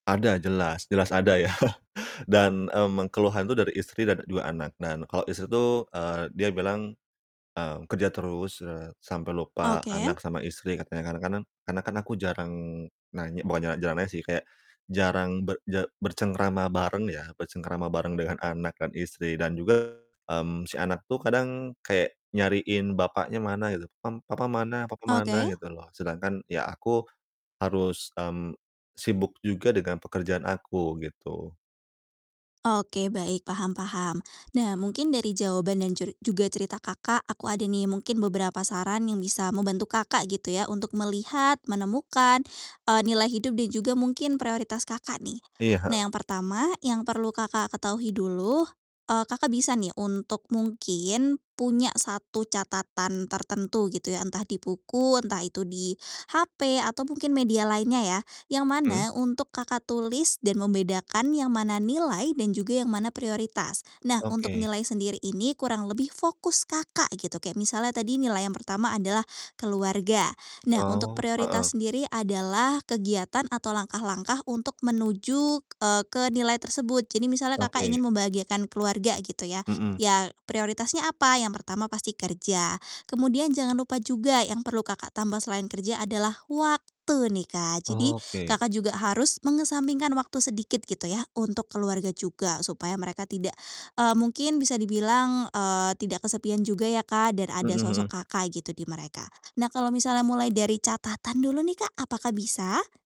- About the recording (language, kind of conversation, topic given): Indonesian, advice, Bagaimana cara menemukan nilai hidup dan menentukan prioritas saya?
- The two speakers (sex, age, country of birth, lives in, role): female, 20-24, Indonesia, Indonesia, advisor; male, 30-34, Indonesia, Indonesia, user
- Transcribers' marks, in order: chuckle; distorted speech; other background noise